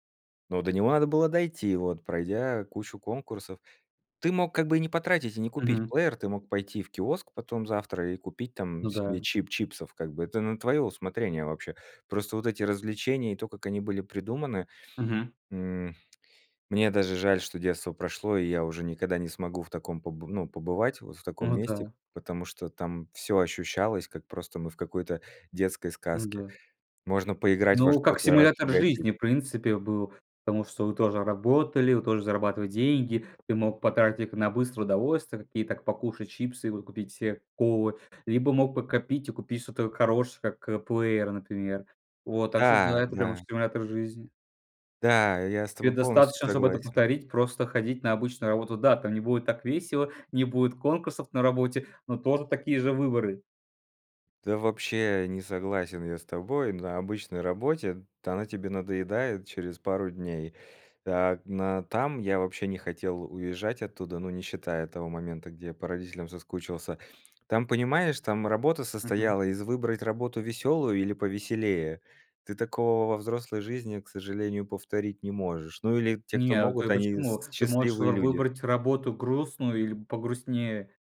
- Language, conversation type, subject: Russian, podcast, О какой поездке вы вспоминаете с годами всё теплее и дороже?
- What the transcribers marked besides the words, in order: lip smack